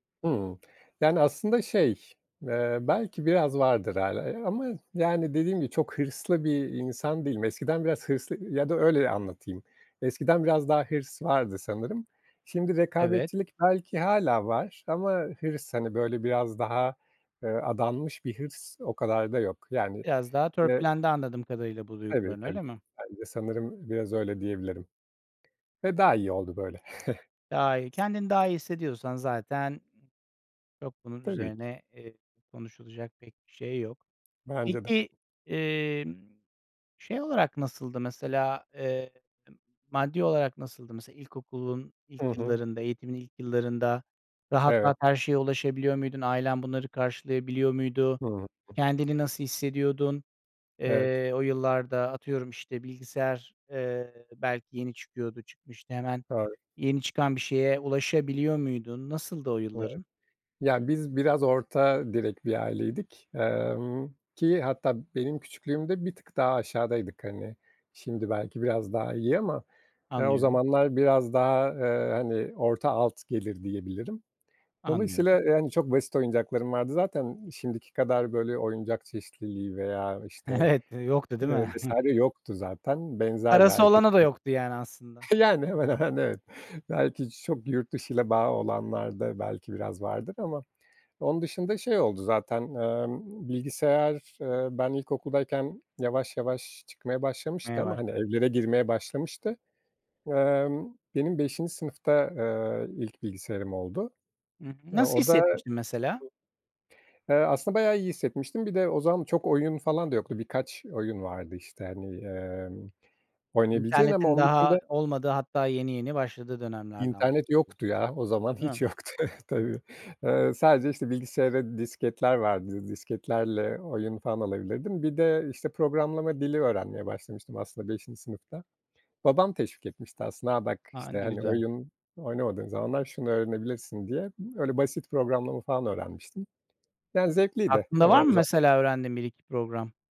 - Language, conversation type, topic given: Turkish, podcast, Eğitim yolculuğun nasıl başladı, anlatır mısın?
- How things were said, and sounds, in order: chuckle; laughing while speaking: "yoktu"